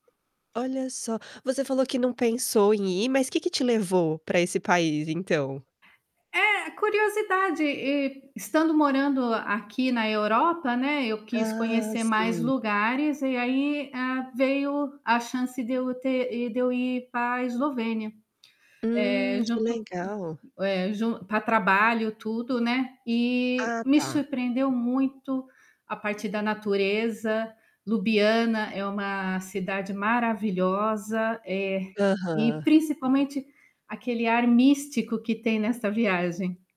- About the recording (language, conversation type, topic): Portuguese, podcast, Qual foi uma viagem que você nunca esqueceu?
- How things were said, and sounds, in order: tapping; static